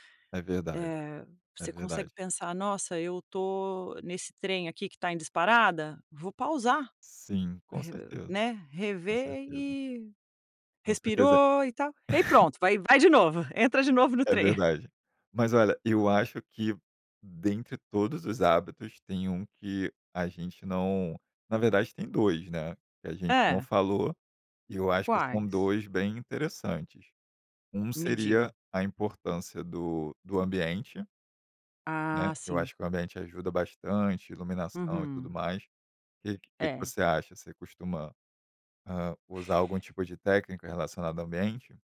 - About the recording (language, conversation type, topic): Portuguese, podcast, Que hábitos simples ajudam a reduzir o estresse rapidamente?
- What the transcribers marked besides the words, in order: laugh